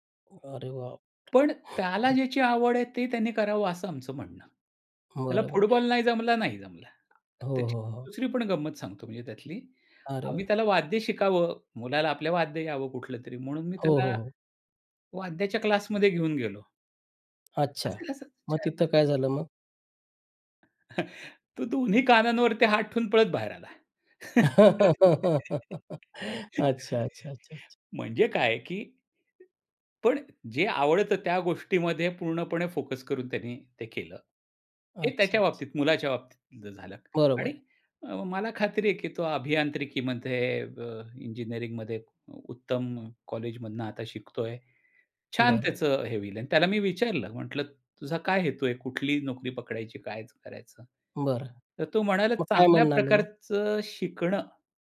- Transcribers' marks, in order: surprised: "अरे बापरे!"; tapping; chuckle; other background noise; chuckle; laugh
- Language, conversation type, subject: Marathi, podcast, थोडा त्याग करून मोठा फायदा मिळवायचा की लगेच फायदा घ्यायचा?